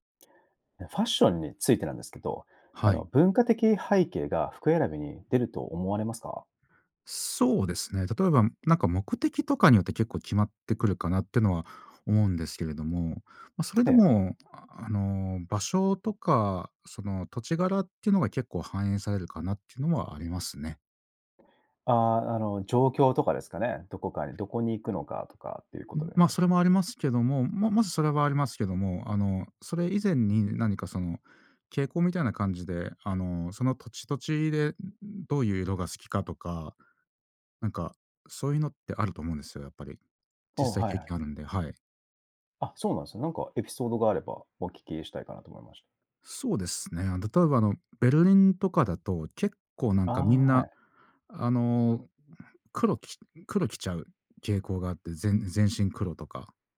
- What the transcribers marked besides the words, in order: tapping; other background noise
- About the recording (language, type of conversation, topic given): Japanese, podcast, 文化的背景は服選びに表れると思いますか？